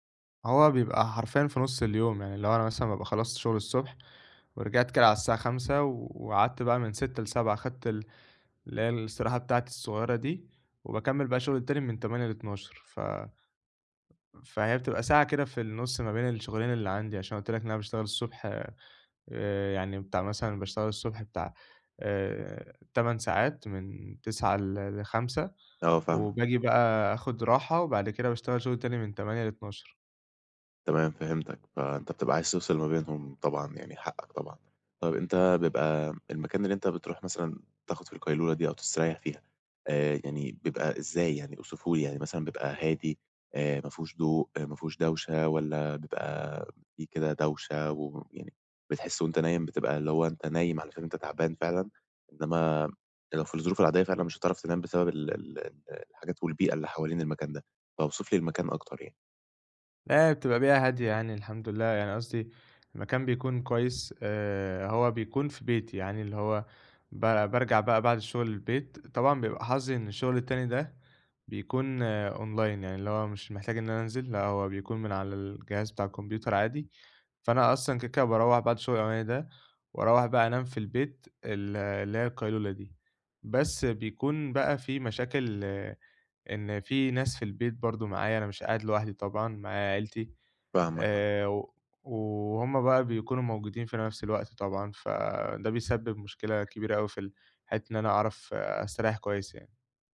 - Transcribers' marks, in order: tapping; in English: "أونلاين"; other background noise
- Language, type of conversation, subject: Arabic, advice, إزاي أختار مكان هادي ومريح للقيلولة؟